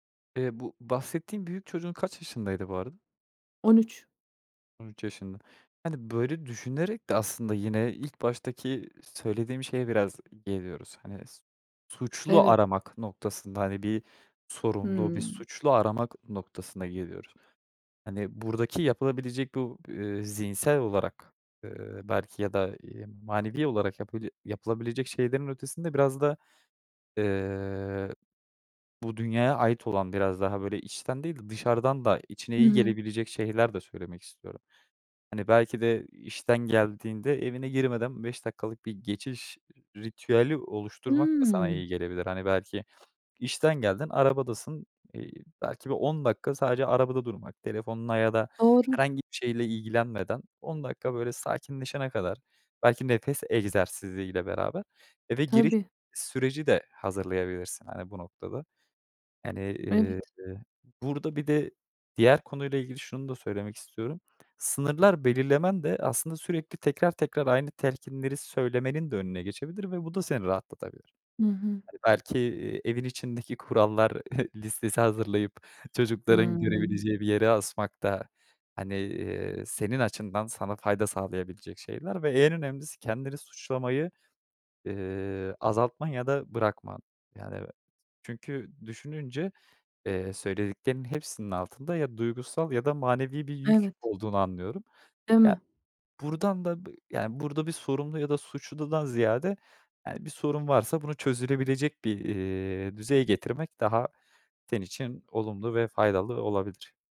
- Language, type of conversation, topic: Turkish, advice, İş veya stres nedeniyle ilişkiye yeterince vakit ayıramadığınız bir durumu anlatır mısınız?
- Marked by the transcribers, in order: sniff; tapping; chuckle